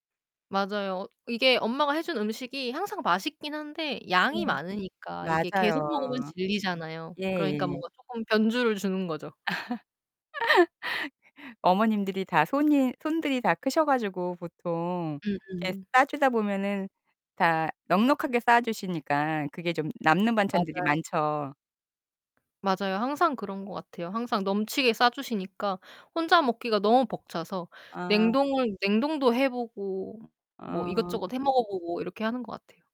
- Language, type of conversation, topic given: Korean, podcast, 냉장고 속 재료로 뚝딱 만들 수 있는 간단한 요리 레시피를 추천해 주실래요?
- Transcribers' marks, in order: tapping; distorted speech; laugh; other background noise